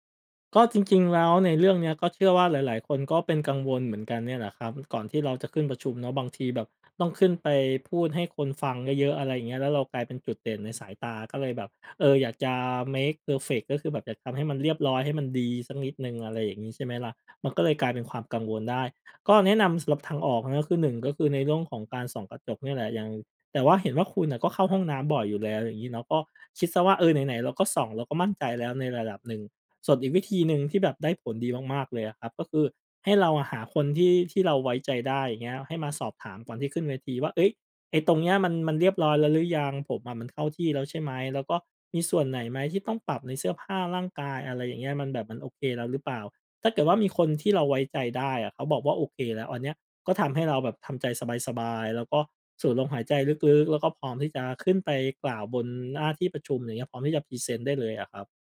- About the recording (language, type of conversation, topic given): Thai, advice, ทำไมคุณถึงติดความสมบูรณ์แบบจนกลัวเริ่มงานและผัดวันประกันพรุ่ง?
- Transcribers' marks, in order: in English: "เมกเพอร์เฟกต์"; other background noise; in English: "พรีเซนต์"